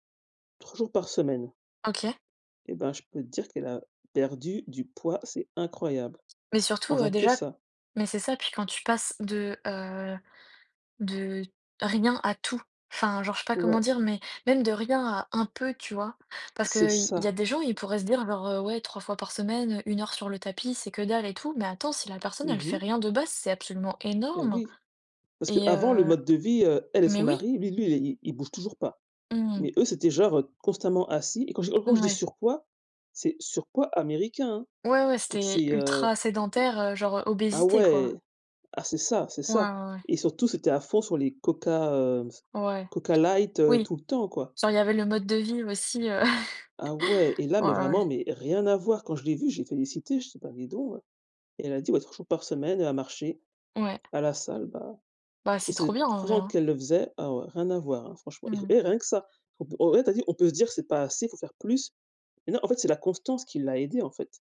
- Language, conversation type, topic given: French, unstructured, Quels sont vos sports préférés et qu’est-ce qui vous attire dans chacun d’eux ?
- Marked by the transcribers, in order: tapping; stressed: "tout"; stressed: "énorme"; other background noise; other noise; chuckle